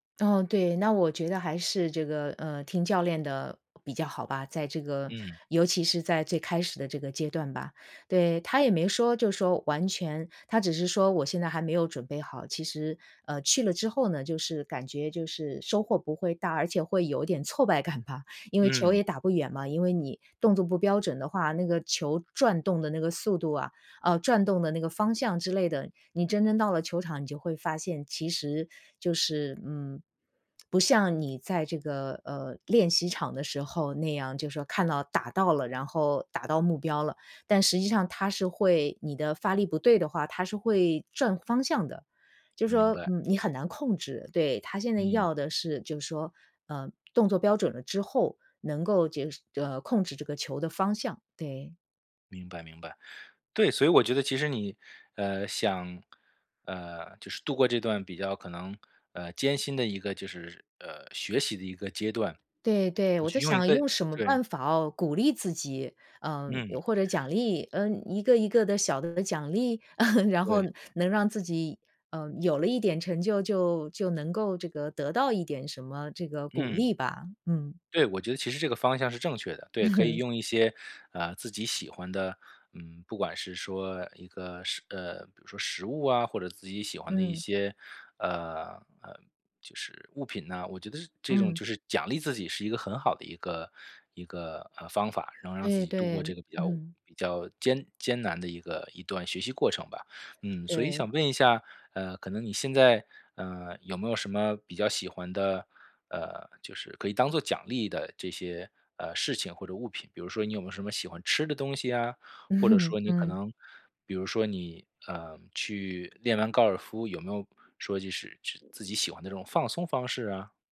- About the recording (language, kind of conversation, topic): Chinese, advice, 我该如何选择一个有意义的奖励？
- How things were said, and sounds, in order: tapping; laughing while speaking: "感吧"; "就是" said as "结是"; chuckle; chuckle; chuckle; other background noise